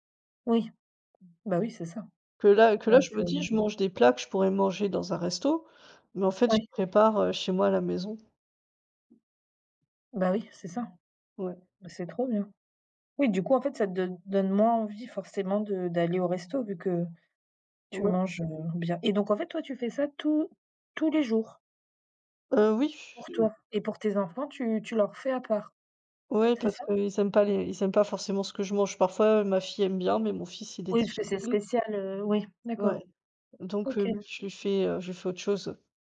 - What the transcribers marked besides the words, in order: tapping; other background noise
- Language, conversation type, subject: French, unstructured, En quoi les applications de livraison ont-elles changé votre façon de manger ?